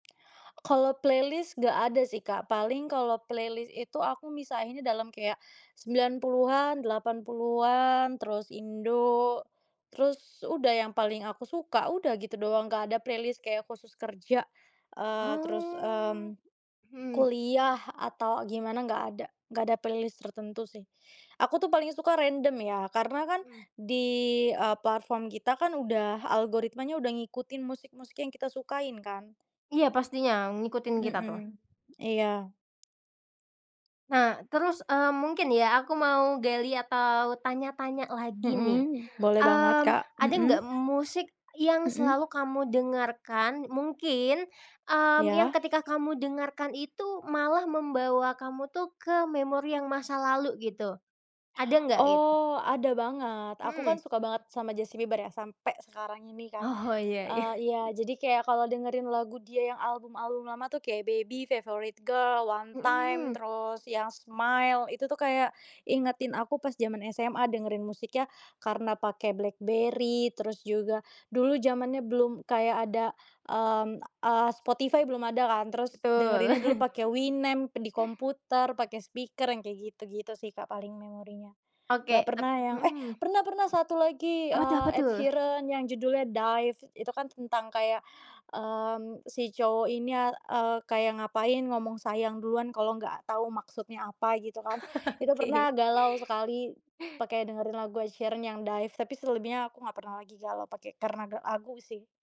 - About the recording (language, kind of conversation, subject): Indonesian, podcast, Bagaimana musik memengaruhi suasana hati atau produktivitasmu sehari-hari?
- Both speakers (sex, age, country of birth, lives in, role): female, 25-29, Indonesia, Indonesia, guest; female, 25-29, Indonesia, Indonesia, host
- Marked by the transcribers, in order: tapping; in English: "playlist"; in English: "playlist"; in English: "playlist"; background speech; laughing while speaking: "Oh, iya iya"; chuckle; chuckle; laughing while speaking: "Oke"; chuckle